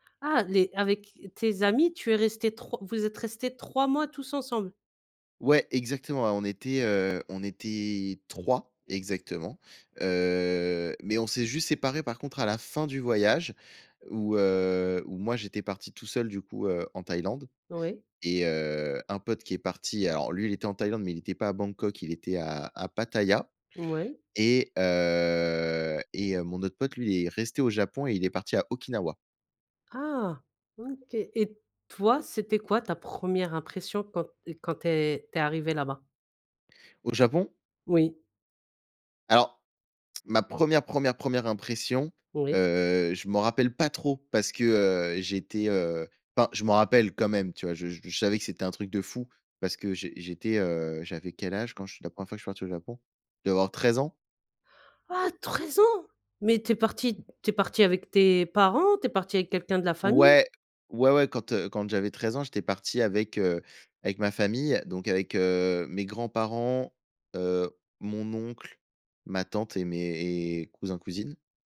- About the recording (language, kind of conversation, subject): French, podcast, Parle-moi d’un voyage qui t’a vraiment marqué ?
- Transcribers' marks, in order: tapping; drawn out: "Heu"; drawn out: "heu"; stressed: "pas"; surprised: "Ah ! treize ans ?"